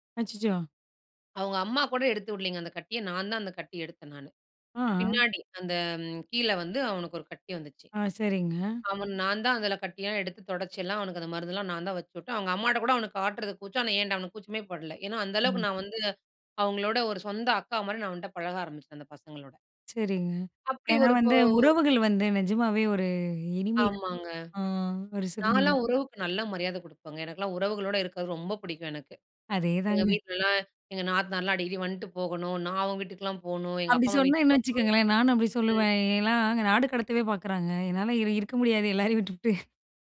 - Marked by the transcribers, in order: unintelligible speech; unintelligible speech; "ஏன்னா" said as "ஏலாம்"; chuckle
- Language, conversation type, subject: Tamil, podcast, உறவுகளில் மாற்றங்கள் ஏற்படும் போது நீங்கள் அதை எப்படிச் சமாளிக்கிறீர்கள்?